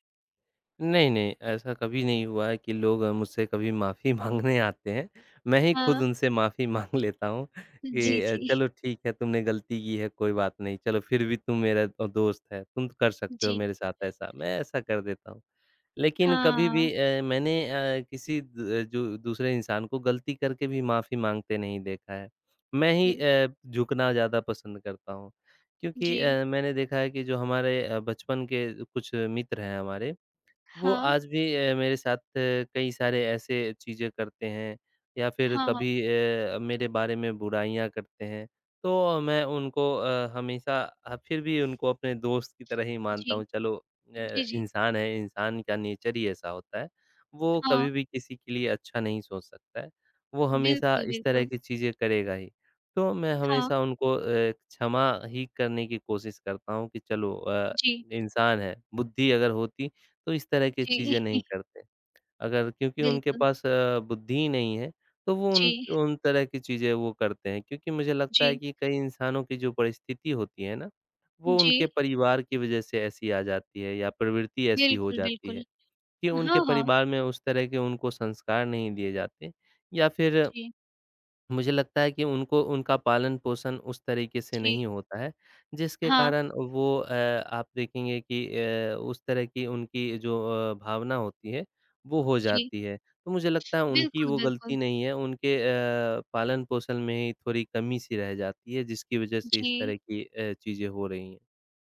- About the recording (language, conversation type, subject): Hindi, unstructured, क्या क्षमा करना ज़रूरी होता है, और क्यों?
- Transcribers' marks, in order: laughing while speaking: "माँगने"; laughing while speaking: "माफ़ी माँग"; tapping; other background noise; in English: "नेचर"; chuckle